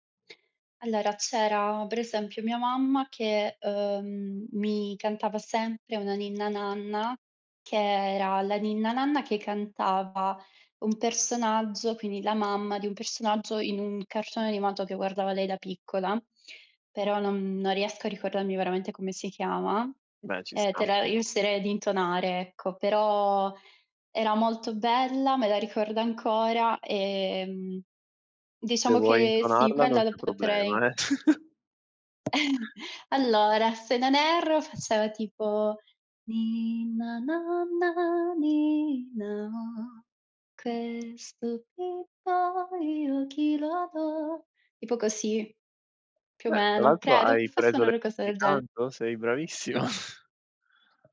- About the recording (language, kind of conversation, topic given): Italian, podcast, Qual è il primo ricordo musicale della tua infanzia?
- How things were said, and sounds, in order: chuckle; tapping; chuckle; singing: "Ninna nanna, ninna oh, questo bimbo io a chi lo do?"; laughing while speaking: "bravissima"